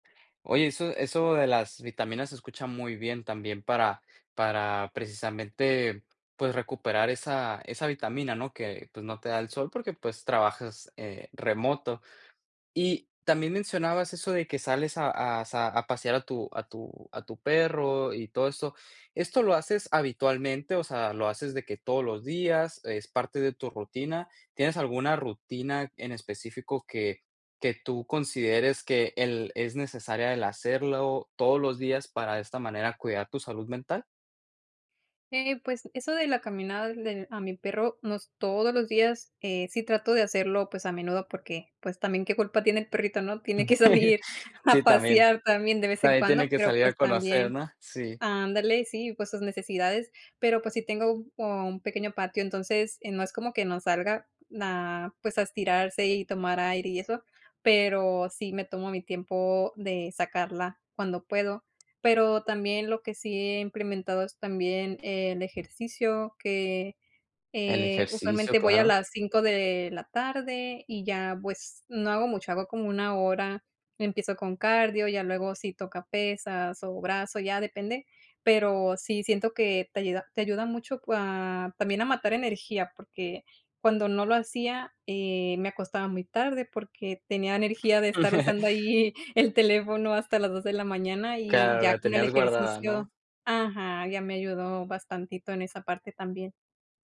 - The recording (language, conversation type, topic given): Spanish, podcast, ¿Qué haces en casa para cuidar tu salud mental?
- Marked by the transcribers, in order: laugh; laughing while speaking: "salir"; other background noise; chuckle; tapping